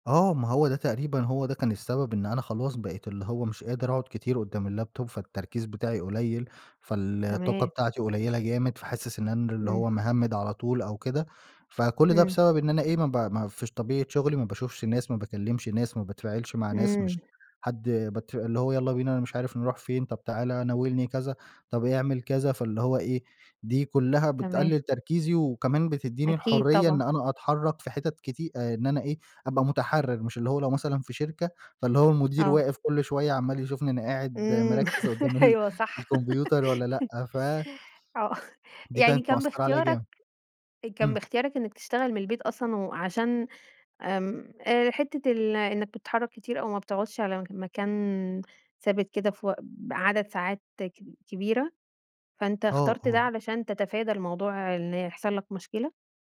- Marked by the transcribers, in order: in English: "اللاب توب"; tapping; laugh; laughing while speaking: "أيوه صح"; laugh; chuckle
- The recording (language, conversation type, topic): Arabic, podcast, إزاي بتحافظ على طاقتك طول اليوم؟